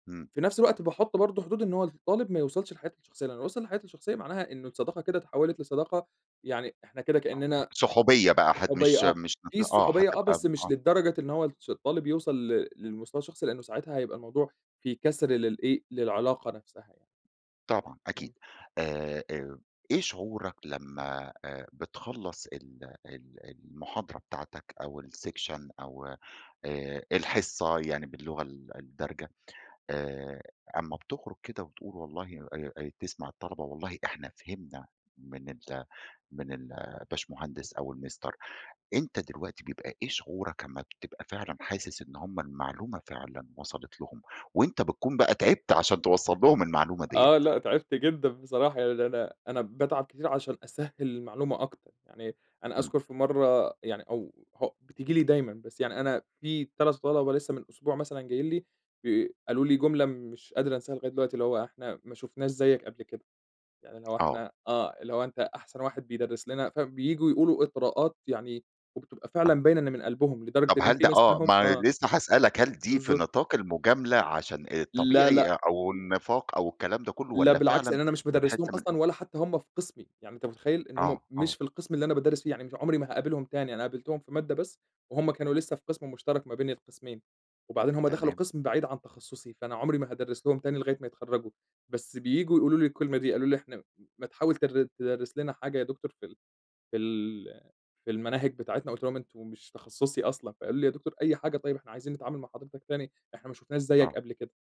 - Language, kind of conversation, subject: Arabic, podcast, إزاي تخلّي لشغلك قيمة غير الفلوس؟
- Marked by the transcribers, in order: tapping; in English: "الsection"; in English: "المستر"; laughing while speaking: "تعبت جدًا بصراحة"